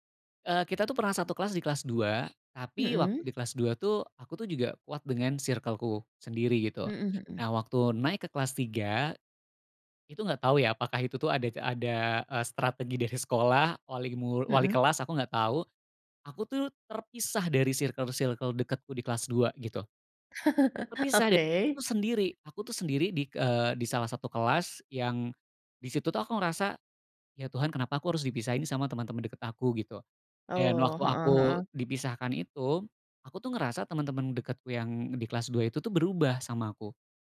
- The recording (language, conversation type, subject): Indonesian, podcast, Lagu apa yang selalu membuat kamu merasa nostalgia, dan mengapa?
- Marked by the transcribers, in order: chuckle